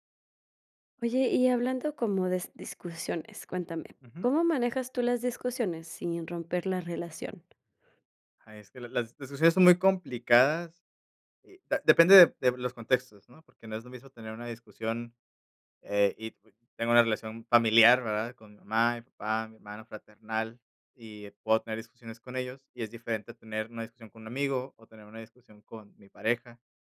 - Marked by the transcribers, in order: "de" said as "des"
- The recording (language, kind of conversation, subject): Spanish, podcast, ¿Cómo manejas las discusiones sin dañar la relación?